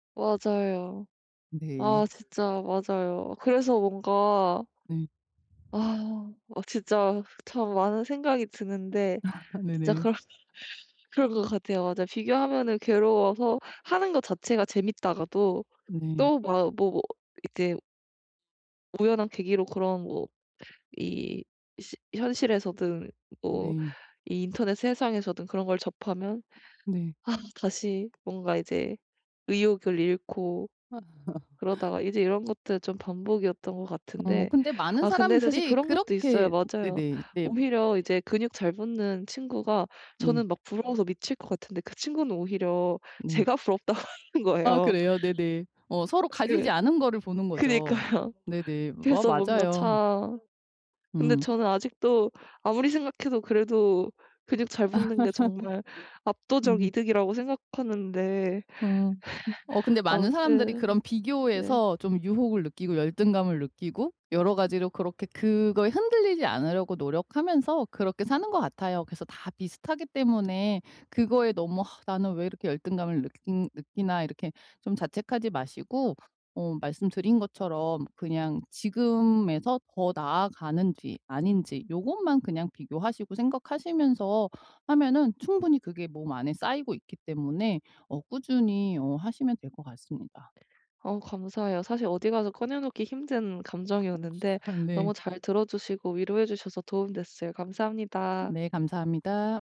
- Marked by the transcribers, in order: other background noise; tapping; laughing while speaking: "아 네네"; laugh; laughing while speaking: "부럽다고 하는"; laughing while speaking: "그니까요"; background speech; laugh; laugh; laugh
- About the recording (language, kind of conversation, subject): Korean, advice, 다른 사람의 성과를 볼 때 자주 열등감을 느끼면 어떻게 해야 하나요?